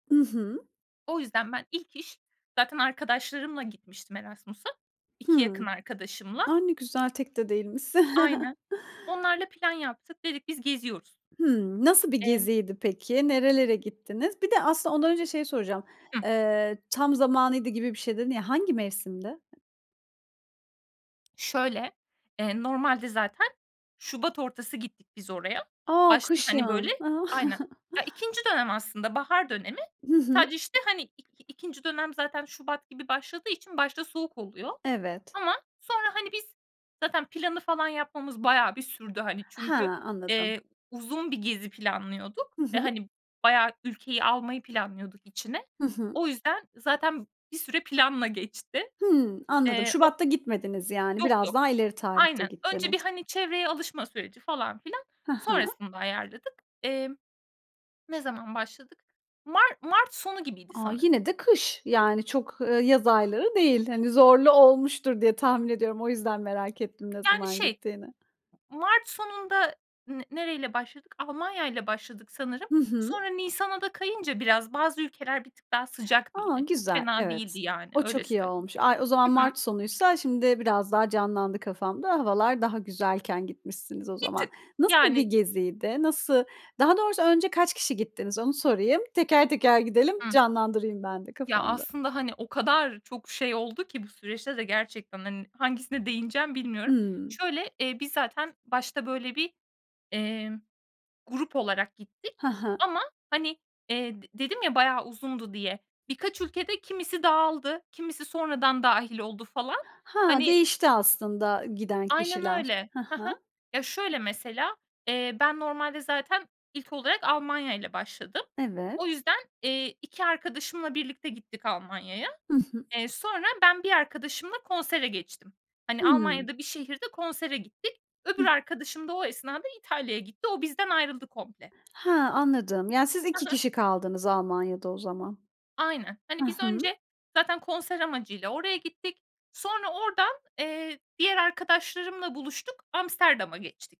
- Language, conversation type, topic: Turkish, podcast, Az bir bütçeyle unutulmaz bir gezi yaptın mı, nasıl geçti?
- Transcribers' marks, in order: chuckle; other background noise; tapping; laughing while speaking: "A!"; chuckle